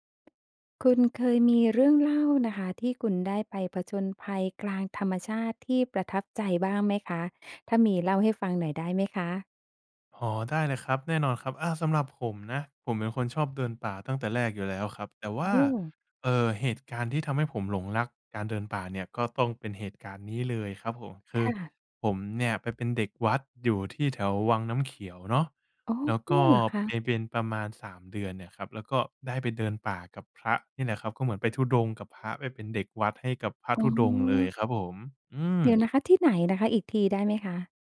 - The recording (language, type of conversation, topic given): Thai, podcast, คุณมีเรื่องผจญภัยกลางธรรมชาติที่ประทับใจอยากเล่าให้ฟังไหม?
- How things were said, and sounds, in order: none